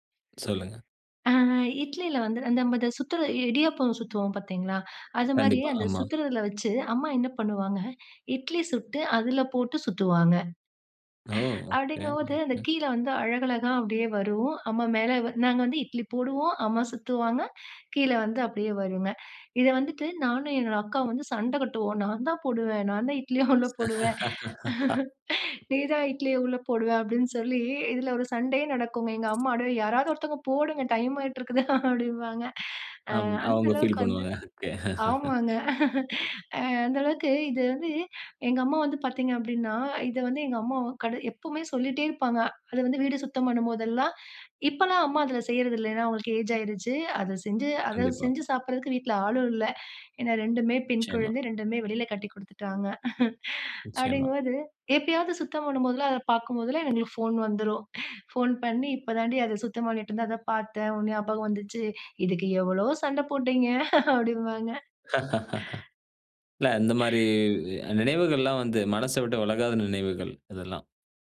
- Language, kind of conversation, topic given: Tamil, podcast, ஒரு குடும்பம் சார்ந்த ருசியான சமையல் நினைவு அல்லது கதையைப் பகிர்ந்து சொல்ல முடியுமா?
- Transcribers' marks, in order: inhale; laughing while speaking: "இட்லிய உள்ளே போடுவேன். நீ தான் இட்லிய உள்ளே போடுவ அப்படின்னு சொல்லி"; laugh; laughing while speaking: "டைம் ஆயிட்டுருக்குது அப்படிம்பாங்க"; laugh; laughing while speaking: "ஓகே"; chuckle; laughing while speaking: "போட்டீங்க அப்படிம்பாங்க"; laugh; inhale